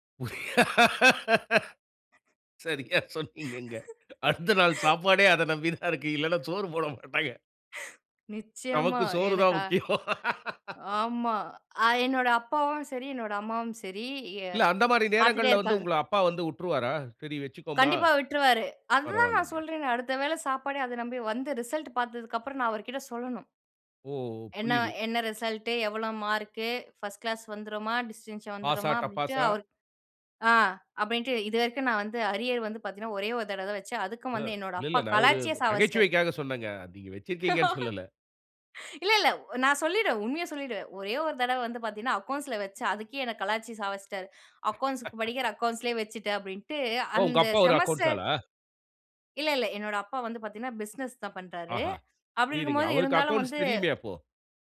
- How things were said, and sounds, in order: laughing while speaking: "சரியா சொன்னீங்கங்க. அடுத்த நாள் சாப்பாடே … சோறு போட மாட்டாங்க"; other background noise; laugh; laugh; laughing while speaking: "நமக்கு சோறு தான் முக்கியம்"; in English: "டிஸ்டென்ஷன்"; laughing while speaking: "இல்ல, இல்ல. நான் சொல்லிடுவன்"; in English: "அக்கவுண்ட்ஸ்ல"; in English: "அக்கவுண்ட்ஸ்க்கு"; laugh; in English: "அக்கவுண்ட்ஸ்லேயே"; in English: "அக்கவுண்ட்ஸ்"; in English: "அக்கோன்ஸ்"
- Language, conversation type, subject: Tamil, podcast, நள்ளிரவிலும் குடும்ப நேரத்திலும் நீங்கள் தொலைபேசியை ஓரமாக வைத்து விடுவீர்களா, இல்லையெனில் ஏன்?